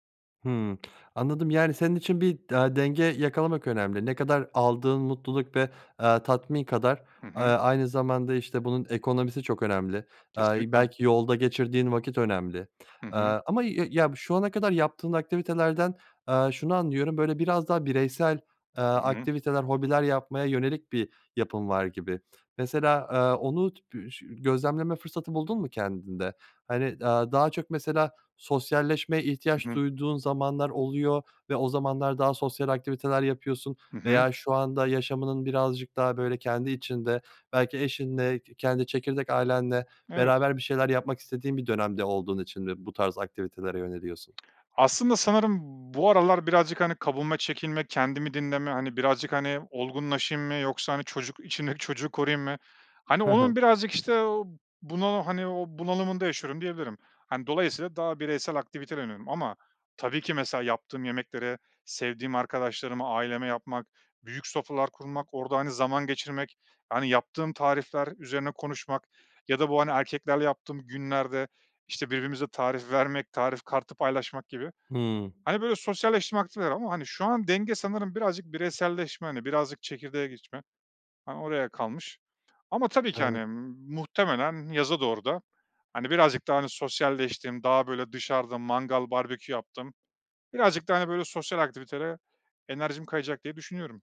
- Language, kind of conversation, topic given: Turkish, podcast, Yeni bir hobiye zaman ayırmayı nasıl planlarsın?
- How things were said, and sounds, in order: tapping